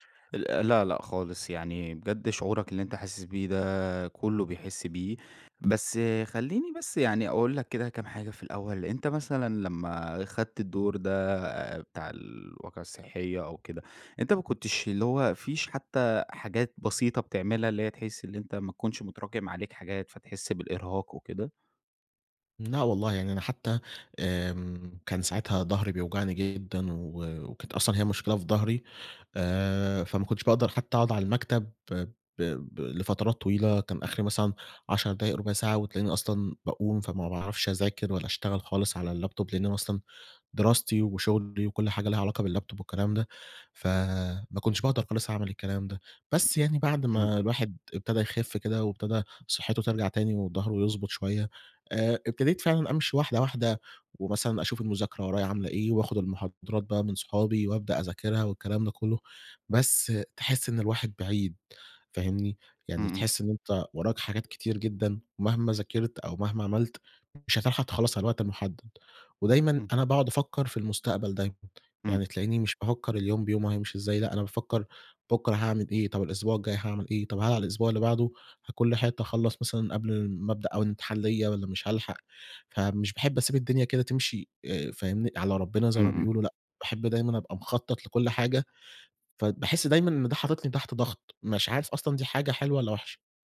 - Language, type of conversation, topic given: Arabic, advice, إزاي أعبّر عن إحساسي بالتعب واستنزاف الإرادة وعدم قدرتي إني أكمل؟
- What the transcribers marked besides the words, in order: other noise